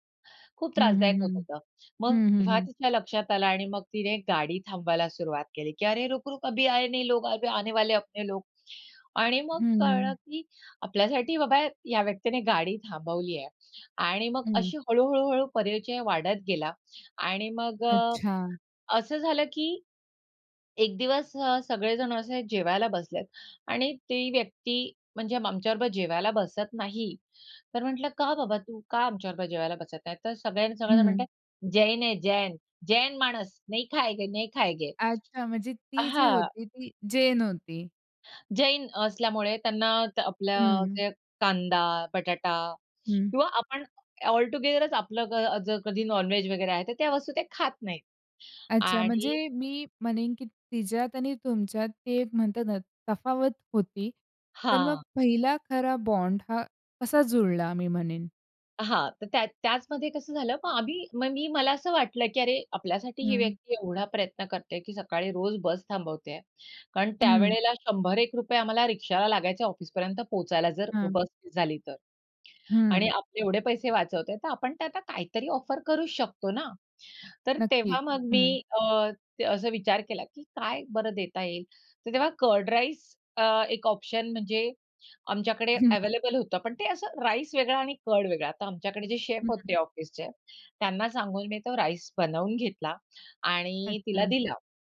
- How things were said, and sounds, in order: in Hindi: "अरे, रुक-रुक अभी आये नहीं, अभी आने वाले है अपने लोग"; in Hindi: "जैन है जैन. जैन"; in Hindi: "नहीं खायेंगे, नहीं खायेंगे"; other background noise; in English: "ऑल टूगेदरच"; in English: "नॉन-व्हेज"; in English: "ऑफर"; laughing while speaking: "हं"
- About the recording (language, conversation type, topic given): Marathi, podcast, प्रवासात भेटलेले मित्र दीर्घकाळ टिकणारे जिवलग मित्र कसे बनले?